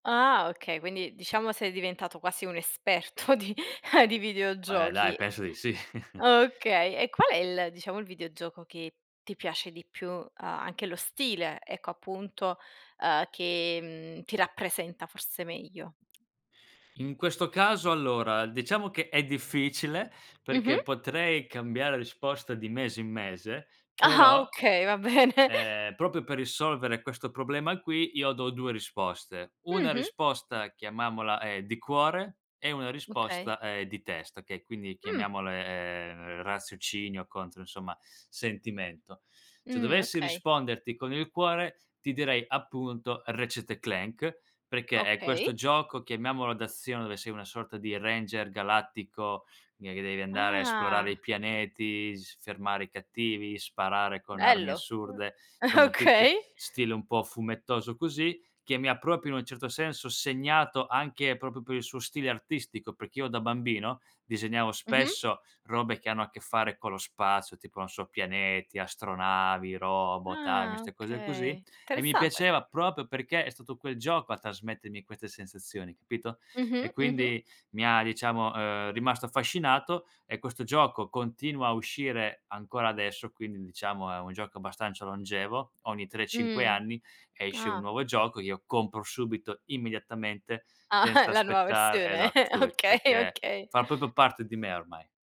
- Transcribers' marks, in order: laughing while speaking: "esperto di"; chuckle; laughing while speaking: "va bene"; "problema" said as "problemal"; "chiamiamola" said as "chiamamola"; drawn out: "ehm"; drawn out: "Mh"; drawn out: "Ah"; "insomma" said as "nsomma"; laughing while speaking: "Eh okay"; drawn out: "Ah"; "Interessante" said as "teressante"; chuckle; laugh; laughing while speaking: "Okay, okay"
- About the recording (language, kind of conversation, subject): Italian, podcast, Qual è un hobby che ti fa sentire di aver impiegato bene il tuo tempo e perché?